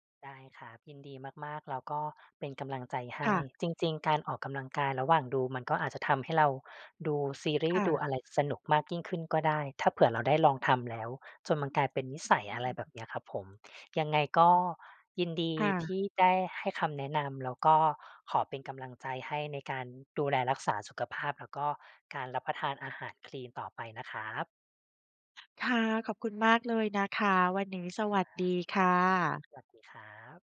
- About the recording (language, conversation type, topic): Thai, advice, ทำอย่างไรดีเมื่อพยายามกินอาหารเพื่อสุขภาพแต่ชอบกินจุกจิกตอนเย็น?
- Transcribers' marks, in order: tapping; other background noise